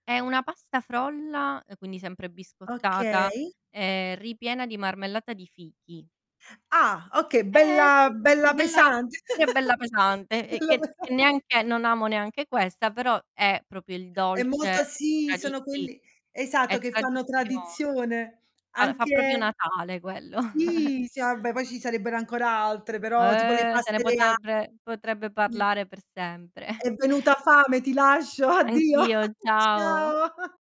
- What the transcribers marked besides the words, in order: distorted speech; drawn out: "e"; unintelligible speech; giggle; laughing while speaking: "bella pesa"; other background noise; "proprio" said as "propio"; "proprio" said as "propio"; drawn out: "sì"; "vabbè" said as "abbè"; chuckle; drawn out: "Eh"; "potrebbe" said as "potebbre"; unintelligible speech; chuckle; tapping; chuckle
- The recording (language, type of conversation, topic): Italian, unstructured, Quale piatto tipico associ alle feste più gioiose?
- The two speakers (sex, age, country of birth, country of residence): female, 30-34, Italy, Italy; female, 30-34, Italy, Italy